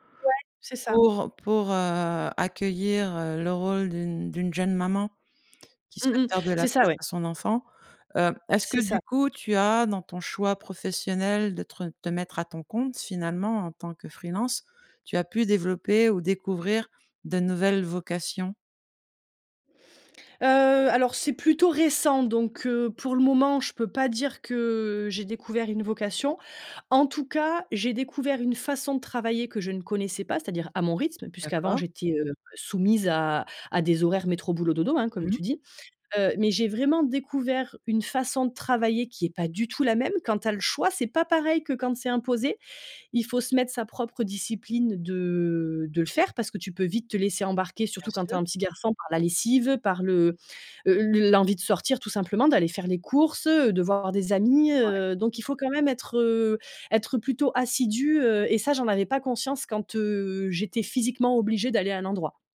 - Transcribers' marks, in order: drawn out: "de"
- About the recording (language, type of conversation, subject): French, podcast, Comment trouves-tu l’équilibre entre ta vie professionnelle et ta vie personnelle ?